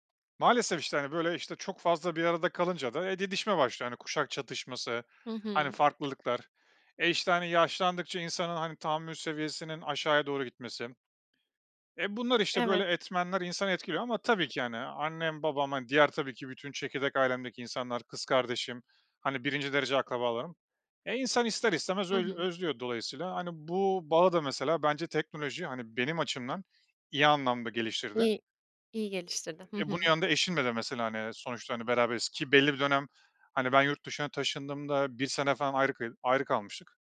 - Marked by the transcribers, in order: other noise
- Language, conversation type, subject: Turkish, podcast, Teknoloji aile içi iletişimi sizce nasıl değiştirdi?